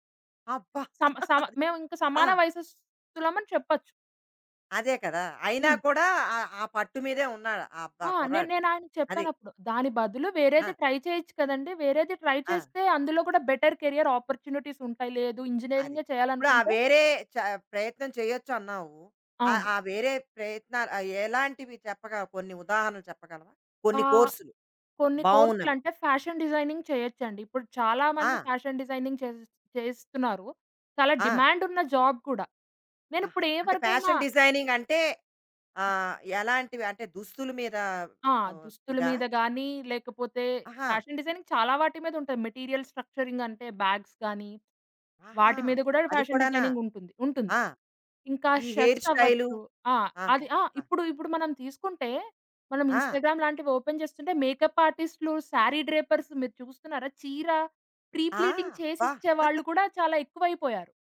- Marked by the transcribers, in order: other background noise; laugh; in English: "ట్రై"; in English: "ట్రై"; in English: "బెటర్ కేరియర్"; in English: "ఫ్యాషన్ డిజైనింగ్"; in English: "ఫ్యాషన్ డిజైనింగ్"; in English: "జాబ్"; in English: "ఫ్యాషన్ డిజైనింగ్"; in English: "ఫ్యాషన్ డిజైనింగ్"; in English: "మెటీరియల్ స్ట్రక్చరింగ్"; in English: "బ్యాగ్స్"; in English: "ఫ్యాషన్"; in English: "చెఫ్స్"; in English: "హెయిర్"; in English: "ఇన్‌స్టాగ్రామ్"; in English: "ఓపెన్"; in English: "మేకప్"; in English: "సారీ డ్రేపర్స్"; in English: "ప్రీప్లీటింగ్"; giggle
- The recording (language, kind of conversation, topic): Telugu, podcast, వైద్యం, ఇంజనీరింగ్ కాకుండా ఇతర కెరీర్ అవకాశాల గురించి మీరు ఏమి చెప్పగలరు?